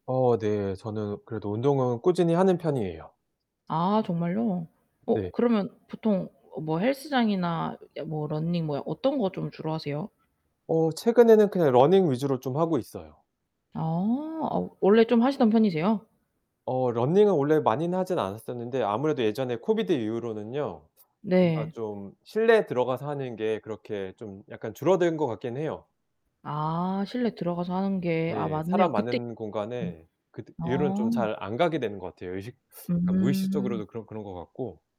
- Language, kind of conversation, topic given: Korean, unstructured, 운동을 꾸준히 하려면 어떻게 해야 할까요?
- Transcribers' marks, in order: static; other background noise; distorted speech; unintelligible speech